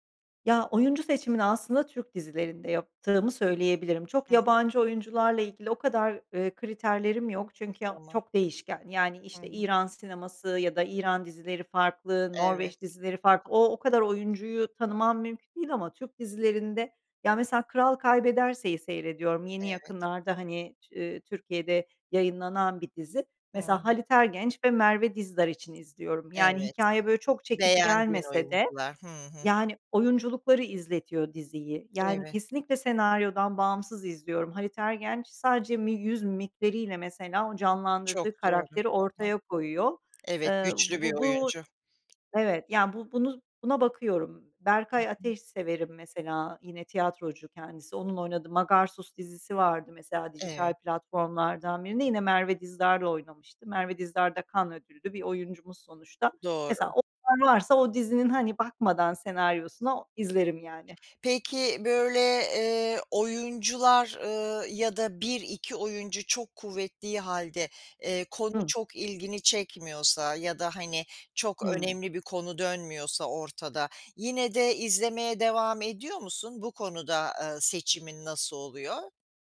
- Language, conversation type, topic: Turkish, podcast, Dizi seçerken nelere dikkat edersin, bize örneklerle anlatır mısın?
- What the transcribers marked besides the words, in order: tapping; other background noise